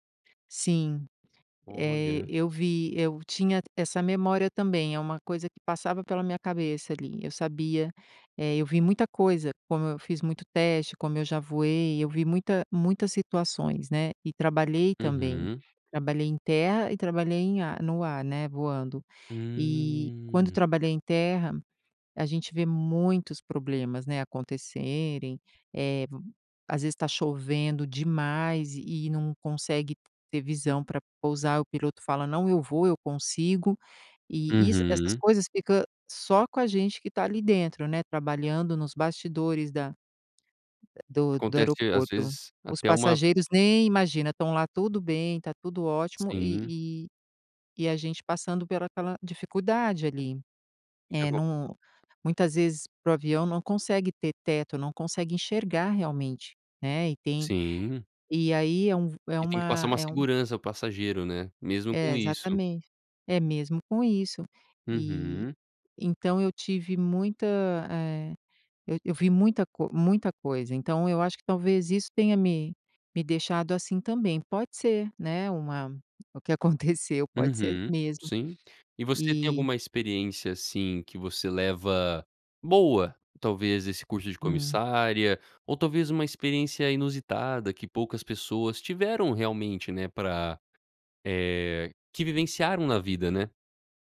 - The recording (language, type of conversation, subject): Portuguese, podcast, Quando foi a última vez em que você sentiu medo e conseguiu superá-lo?
- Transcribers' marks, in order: other background noise; tapping; drawn out: "Hum"; laughing while speaking: "aconteceu"